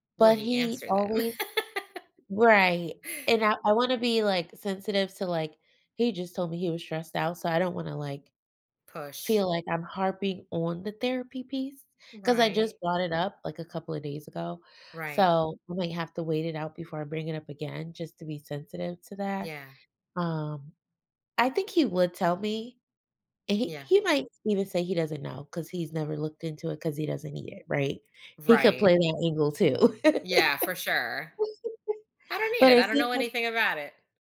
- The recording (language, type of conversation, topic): English, advice, How can I support my partner through a tough time?
- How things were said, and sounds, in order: laugh; chuckle